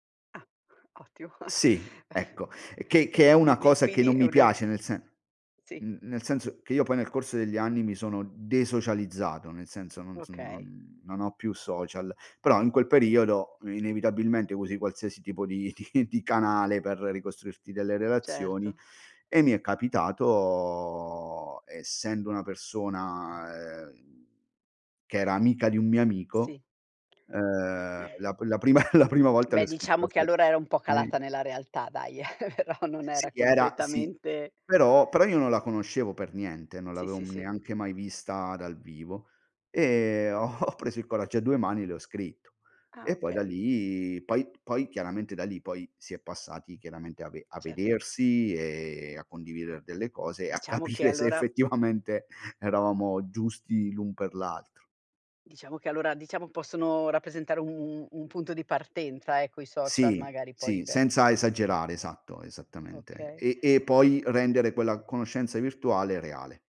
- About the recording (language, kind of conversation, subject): Italian, podcast, Quali consigli daresti a chi vuole fare nuove amicizie?
- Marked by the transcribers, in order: chuckle; tapping; chuckle; drawn out: "capitato"; drawn out: "persona"; drawn out: "ehm"; throat clearing; chuckle; other noise; chuckle; laughing while speaking: "però"; laughing while speaking: "ho ho"; laughing while speaking: "a capire se effettivamente"